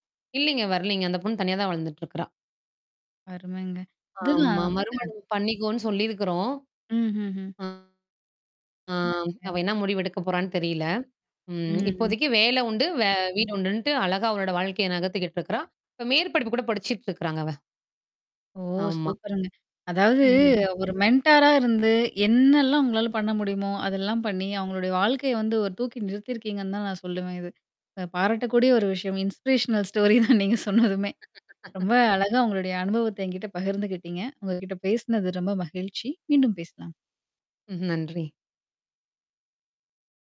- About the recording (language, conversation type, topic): Tamil, podcast, ஒருவர் சோகமாகப் பேசும்போது அவர்களுக்கு ஆதரவாக நீங்கள் என்ன சொல்வீர்கள்?
- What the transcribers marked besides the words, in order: distorted speech; unintelligible speech; unintelligible speech; other background noise; tapping; in English: "மென்ட்டாரா"; in English: "இன்ஸ்பிரேஷனல் ஸ்டோரி"; laughing while speaking: "ஸ்டோரி தான் நீங்கச் சொன்னதுமே"; static; laugh